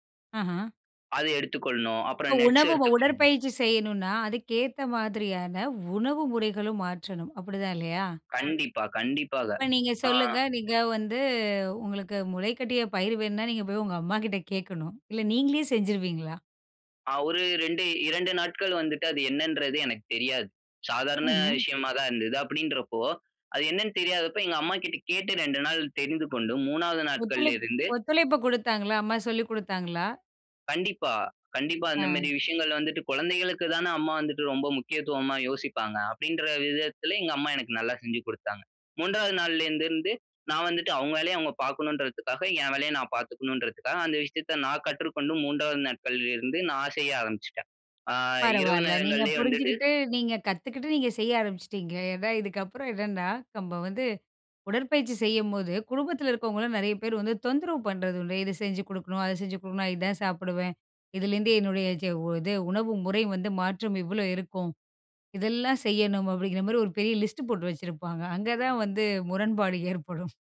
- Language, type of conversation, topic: Tamil, podcast, உடற்பயிற்சி தொடங்க உங்களைத் தூண்டிய அனுபவக் கதை என்ன?
- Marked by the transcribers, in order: tapping; other background noise; in English: "லிஸ்ட்"